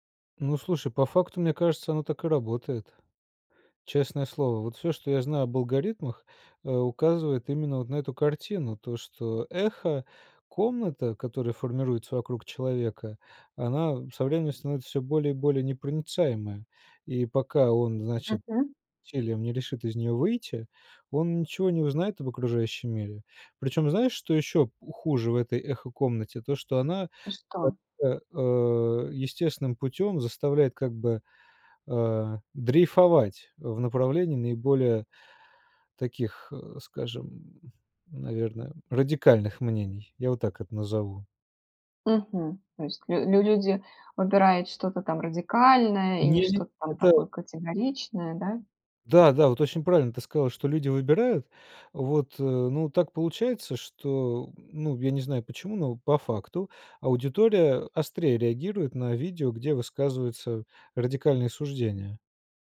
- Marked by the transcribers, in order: grunt
- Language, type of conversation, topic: Russian, podcast, Почему люди доверяют блогерам больше, чем традиционным СМИ?